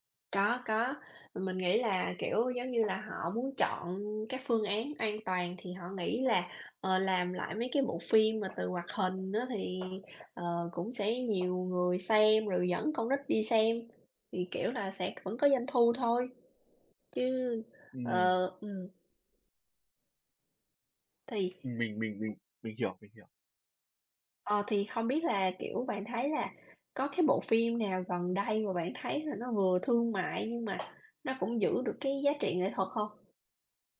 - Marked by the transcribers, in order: tapping; other background noise
- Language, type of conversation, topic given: Vietnamese, unstructured, Phim ảnh ngày nay có phải đang quá tập trung vào yếu tố thương mại hơn là giá trị nghệ thuật không?